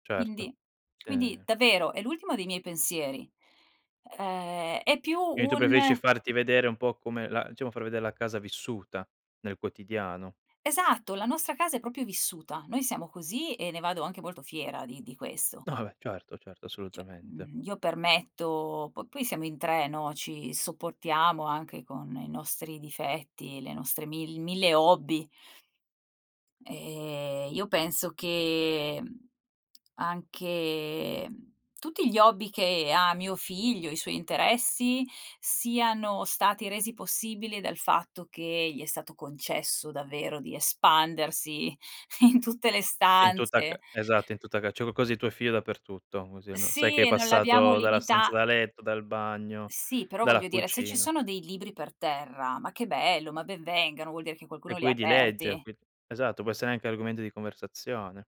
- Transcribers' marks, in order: tapping; "proprio" said as "propio"; "Cioè" said as "ceh"; laughing while speaking: "in"; "figlio" said as "fio"
- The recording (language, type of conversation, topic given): Italian, podcast, Qual è la tua routine per riordinare velocemente prima che arrivino degli ospiti?